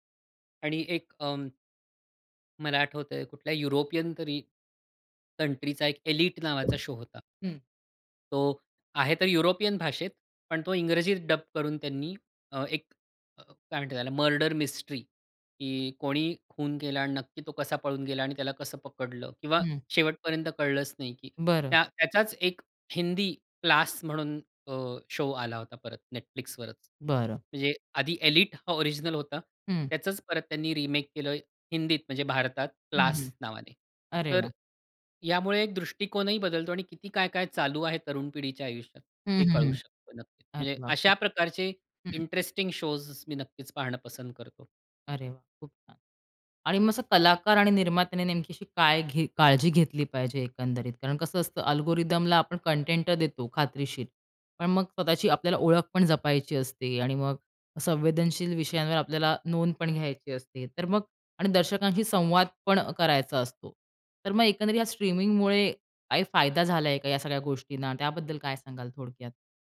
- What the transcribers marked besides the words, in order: in English: "एलिट"; in English: "शो"; other background noise; tapping; in English: "मिस्ट्री"; in English: "शो"; in English: "एलिट"; in English: "शोज"; in English: "अल्गोरिदमला"
- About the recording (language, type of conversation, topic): Marathi, podcast, स्ट्रीमिंगमुळे कथा सांगण्याची पद्धत कशी बदलली आहे?